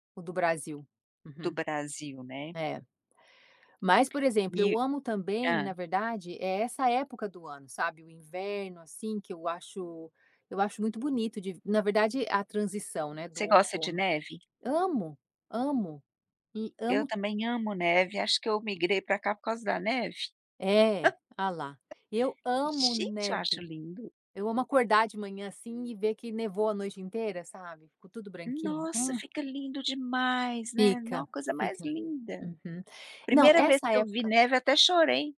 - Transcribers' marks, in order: tapping; chuckle
- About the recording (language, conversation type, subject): Portuguese, podcast, O que deixa um lar mais aconchegante para você?